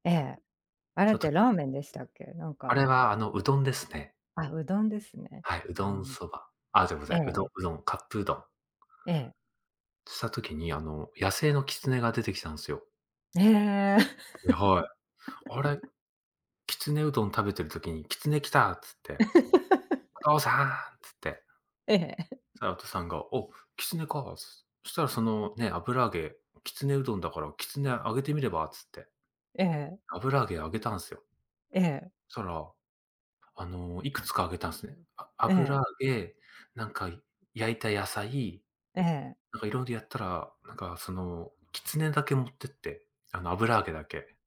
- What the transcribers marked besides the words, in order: surprised: "へえ"; chuckle; laugh; laughing while speaking: "ええ"; chuckle
- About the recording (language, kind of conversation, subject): Japanese, unstructured, 昔の家族旅行で特に楽しかった場所はどこですか？